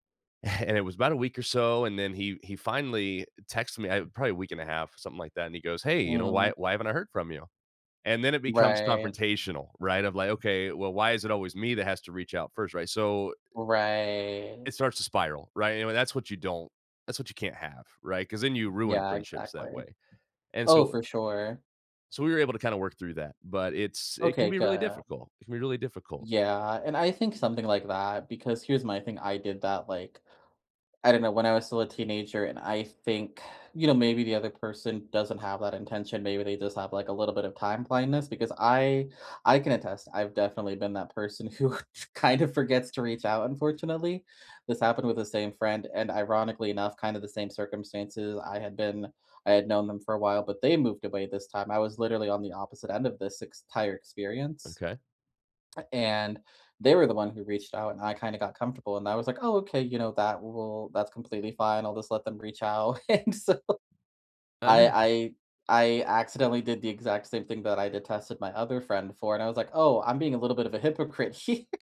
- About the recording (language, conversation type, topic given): English, unstructured, How do I manage friendships that change as life gets busier?
- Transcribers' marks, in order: chuckle; drawn out: "Right"; other background noise; laughing while speaking: "who"; laughing while speaking: "and so"; laughing while speaking: "know"; laughing while speaking: "here"